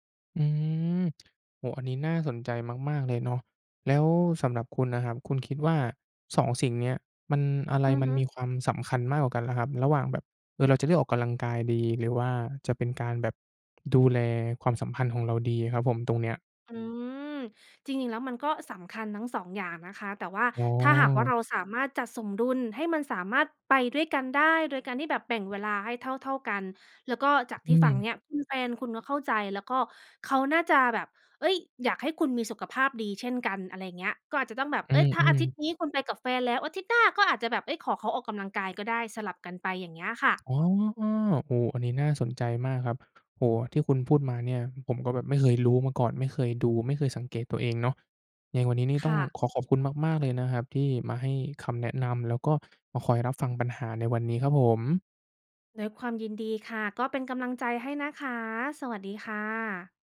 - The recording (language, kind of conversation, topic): Thai, advice, ฉันจะหาเวลาออกกำลังกายได้อย่างไรในเมื่อมีงานและต้องดูแลครอบครัว?
- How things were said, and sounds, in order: tapping; "ออกกำลังกาย" said as "ออกกะลังกาย"